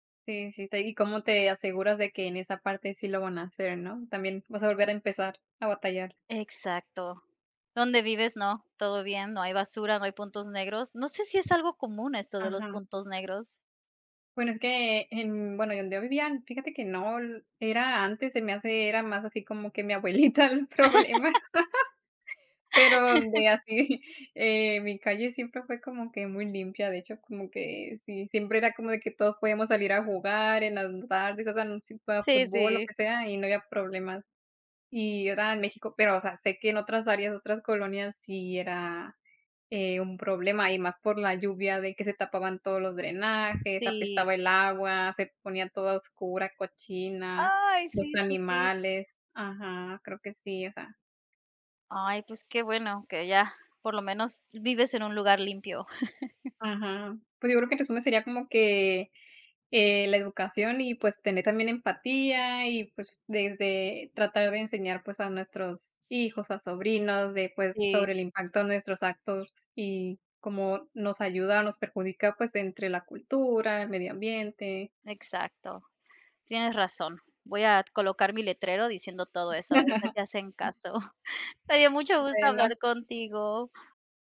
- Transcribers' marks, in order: other background noise; tapping; laugh; laughing while speaking: "abuelita era problema"; laugh; chuckle; laugh; other noise; chuckle
- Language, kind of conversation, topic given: Spanish, unstructured, ¿Qué opinas sobre la gente que no recoge la basura en la calle?